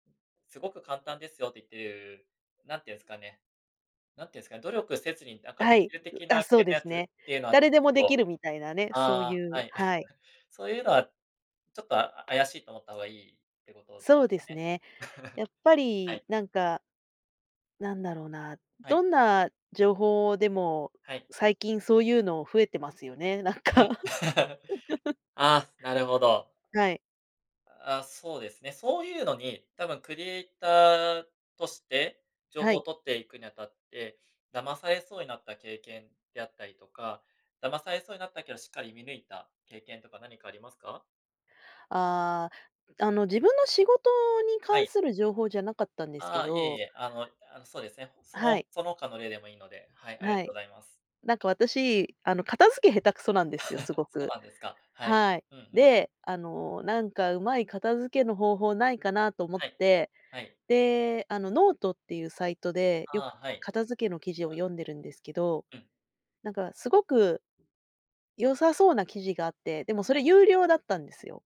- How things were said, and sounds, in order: chuckle; tapping; chuckle; laughing while speaking: "なんか"; chuckle; laugh; laugh
- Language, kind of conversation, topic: Japanese, podcast, 普段、情報源の信頼性をどのように判断していますか？